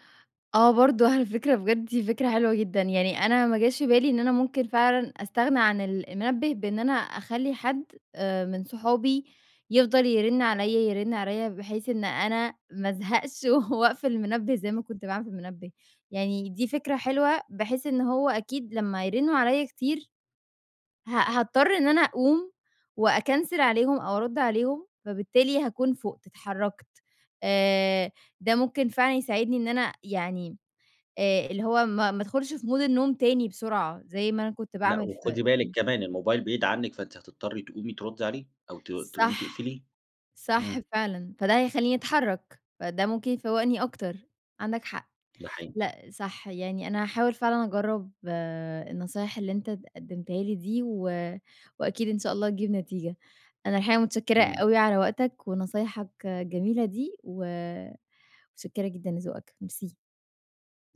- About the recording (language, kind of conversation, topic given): Arabic, advice, إزاي أقدر أبني روتين صباحي ثابت ومايتعطلش بسرعة؟
- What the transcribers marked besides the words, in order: laughing while speaking: "على فكرة بجد"; laughing while speaking: "ما أزهقش"; in English: "وأكنسل"; in English: "مود"